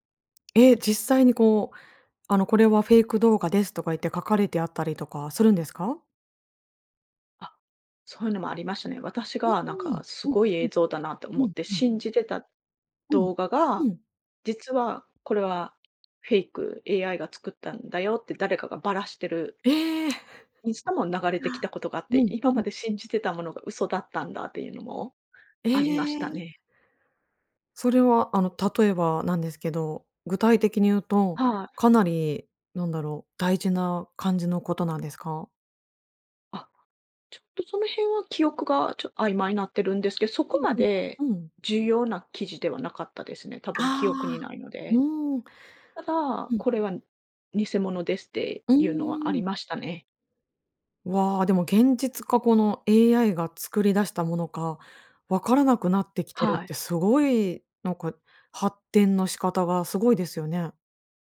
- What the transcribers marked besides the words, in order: chuckle; gasp
- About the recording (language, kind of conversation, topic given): Japanese, podcast, SNSとうまくつき合うコツは何だと思いますか？